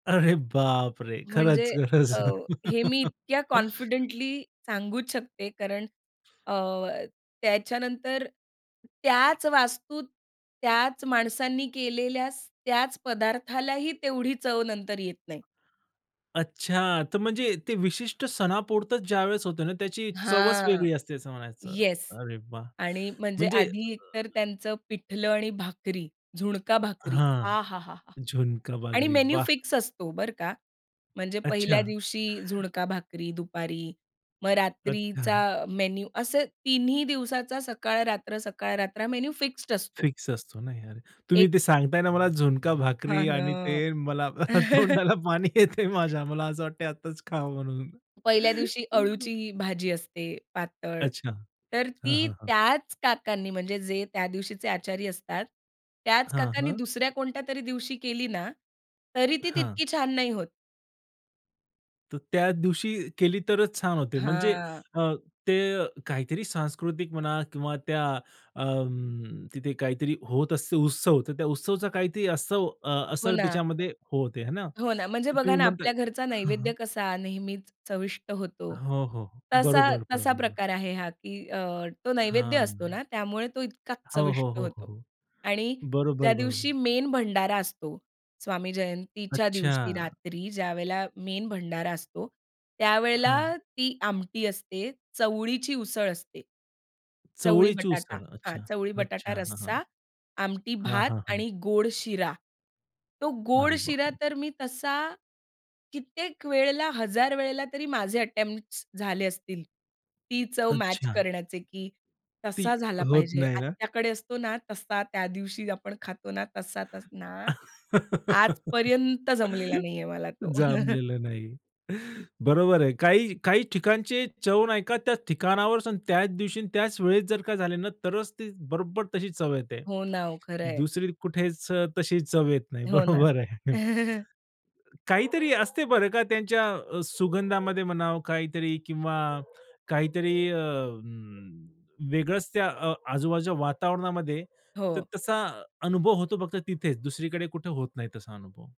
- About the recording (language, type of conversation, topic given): Marathi, podcast, एखाद्या खास चवीमुळे तुम्हाला घरची आठवण कधी येते?
- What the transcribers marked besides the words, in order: laughing while speaking: "अरे बाप रे! खरंच-खरंच"; in English: "कॉन्फिडेंटली"; chuckle; other background noise; laughing while speaking: "हां ना"; chuckle; laughing while speaking: "तोंडाला पाणी येतंय माझ्या. मला असं वाटतंय आताच खावं म्हणून"; tapping; chuckle; drawn out: "हां"; in English: "मेन"; in English: "मेन"; in English: "अटेम्प्ट्स"; chuckle; chuckle; laughing while speaking: "बरोबर आहे"; dog barking; chuckle